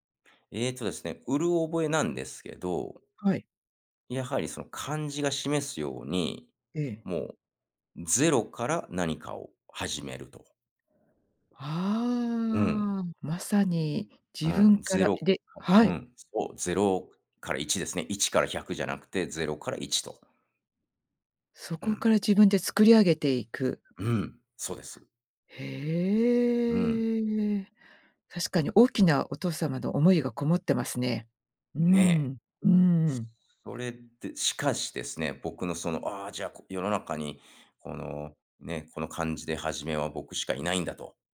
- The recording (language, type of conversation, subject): Japanese, podcast, 名前や苗字にまつわる話を教えてくれますか？
- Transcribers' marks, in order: unintelligible speech; other background noise; drawn out: "へえ"